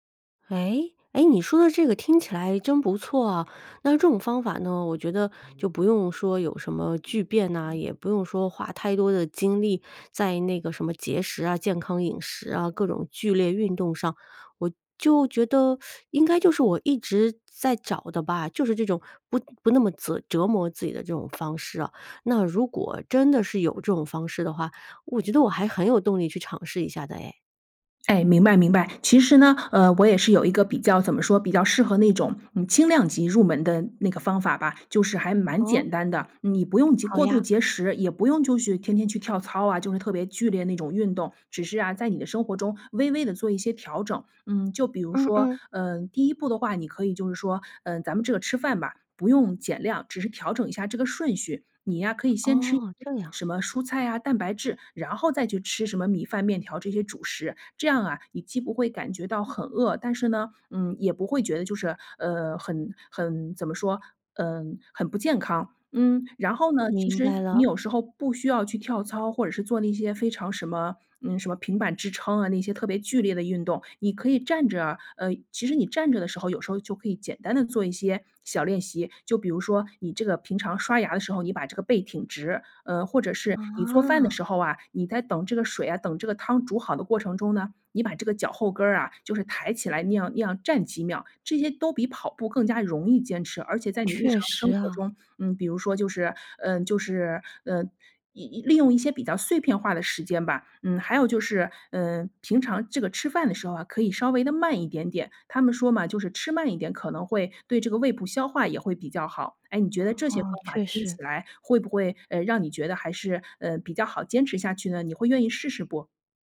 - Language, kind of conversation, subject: Chinese, advice, 如果我想减肥但不想节食或过度运动，该怎么做才更健康？
- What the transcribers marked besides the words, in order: other background noise; "花" said as "画"; teeth sucking; drawn out: "啊"